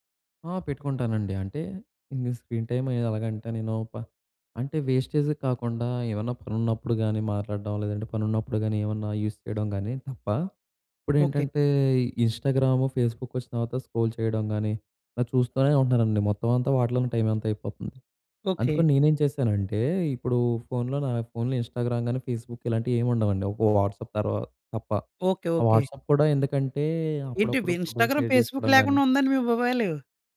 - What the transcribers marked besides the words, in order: in English: "స్క్రీన్ టైమ్"; in English: "వేస్టేజ్"; in English: "యూస్"; in English: "ఫేస్‌బుక్"; in English: "స్క్రోల్"; in English: "ఇన్‌స్టాగ్రామ్"; in English: "ఫేస్‌బుక్"; in English: "వాట్సాప్"; in English: "వాట్సాప్"; in English: "ఇన్‌స్టాగ్రామ్, ఫేస్‌బుక్"; in English: "షేర్"
- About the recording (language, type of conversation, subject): Telugu, podcast, స్క్రీన్ టైమ్‌కు కుటుంబ రూల్స్ ఎలా పెట్టాలి?